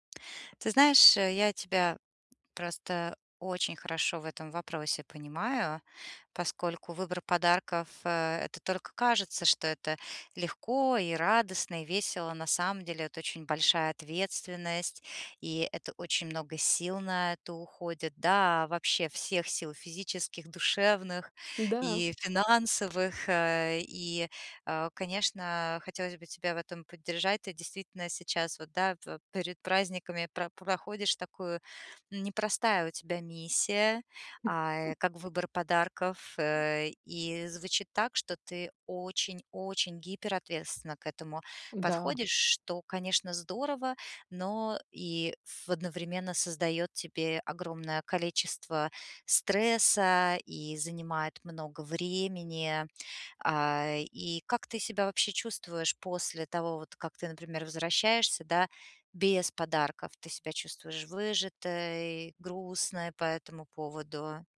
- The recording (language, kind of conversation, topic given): Russian, advice, Почему мне так трудно выбрать подарок и как не ошибиться с выбором?
- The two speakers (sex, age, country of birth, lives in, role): female, 40-44, Russia, United States, advisor; female, 40-44, Ukraine, United States, user
- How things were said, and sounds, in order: other noise; tapping; other background noise